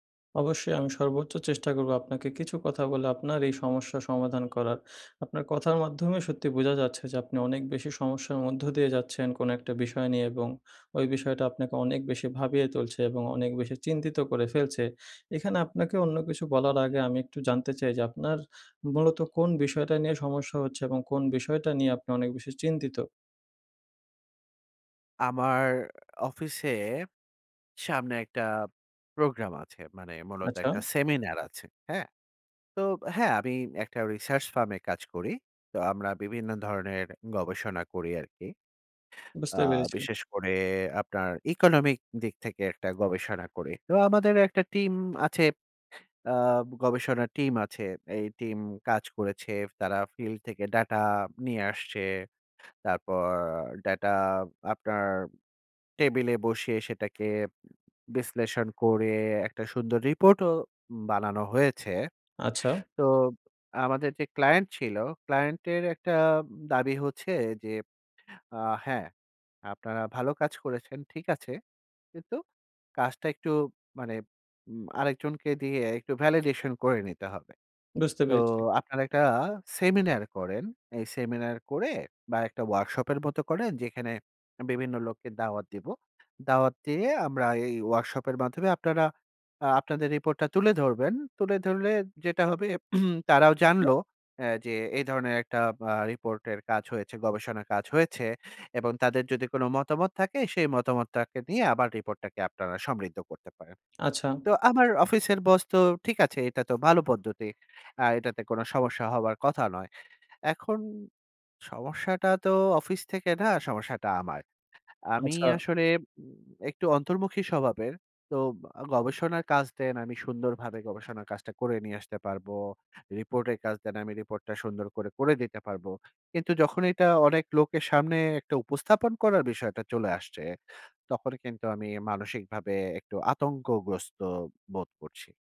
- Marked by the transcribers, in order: horn; in English: "research firm"; in English: "validation"; throat clearing
- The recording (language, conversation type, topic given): Bengali, advice, ভিড় বা মানুষের সামনে কথা বলার সময় কেন আমার প্যানিক হয় এবং আমি নিজেকে নিয়ন্ত্রণ করতে পারি না?
- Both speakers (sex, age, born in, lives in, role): male, 20-24, Bangladesh, Bangladesh, advisor; male, 40-44, Bangladesh, Finland, user